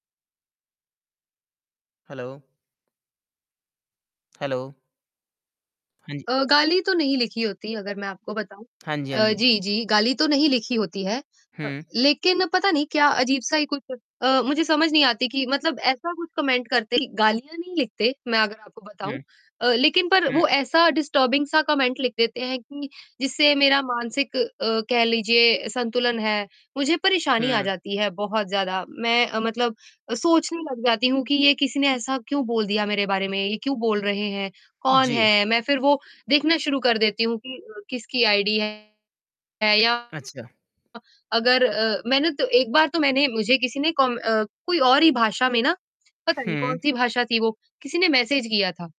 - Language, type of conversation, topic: Hindi, advice, सोशल मीडिया पर नकारात्मक टिप्पणियों से आपको किस तरह परेशानी हो रही है?
- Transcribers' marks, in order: static; in English: "हैलो"; in English: "हैलो"; distorted speech; in English: "कमेंट"; in English: "डिस्टर्बिंग"; in English: "कमेंट"; tapping; mechanical hum; other noise